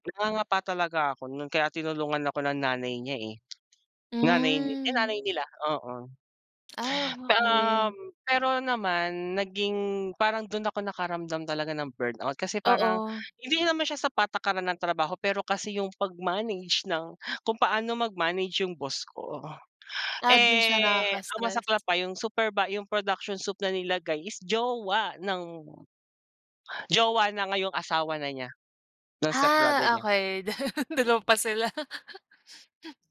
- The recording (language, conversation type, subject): Filipino, unstructured, Ano ang masasabi mo tungkol sa mga patakaran sa trabaho na nakakasama sa kalusugan ng isip ng mga empleyado?
- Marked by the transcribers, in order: other background noise; tapping; laugh; laugh